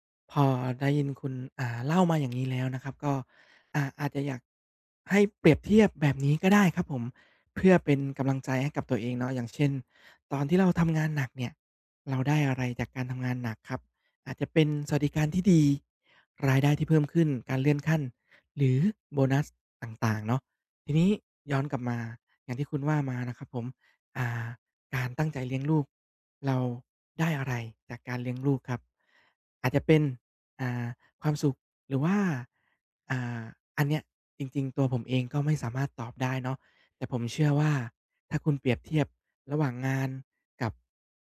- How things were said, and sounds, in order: none
- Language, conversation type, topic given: Thai, advice, ฉันจะหยุดเปรียบเทียบตัวเองกับคนอื่นเพื่อลดความไม่มั่นใจได้อย่างไร?